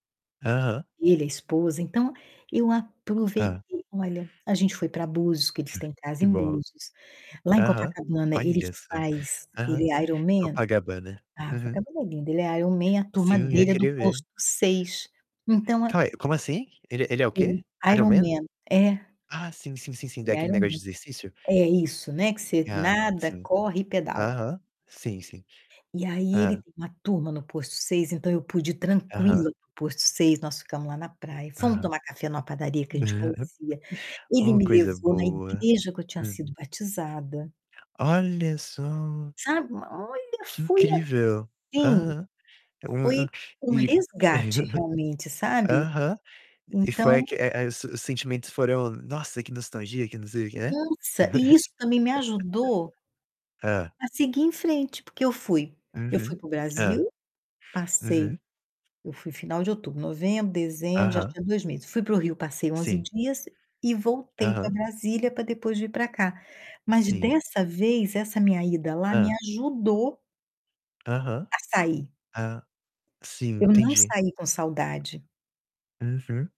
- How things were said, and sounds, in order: other background noise; distorted speech; "Copacabana" said as "Copagabana"; tapping; static; chuckle; chuckle; laugh
- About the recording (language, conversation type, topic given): Portuguese, unstructured, Você já teve que se despedir de um lugar que amava? Como foi?